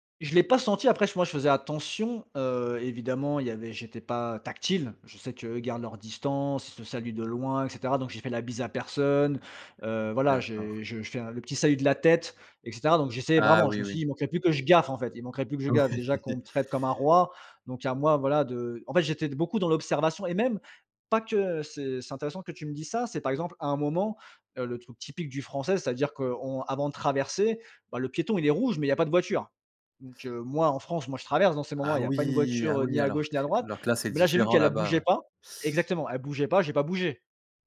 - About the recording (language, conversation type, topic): French, podcast, Peux-tu raconter une rencontre surprenante faite pendant un voyage ?
- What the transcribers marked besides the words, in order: stressed: "tactile"; stressed: "gaffe"; laughing while speaking: "Oui"; laugh; stressed: "pas"; drawn out: "oui"; other background noise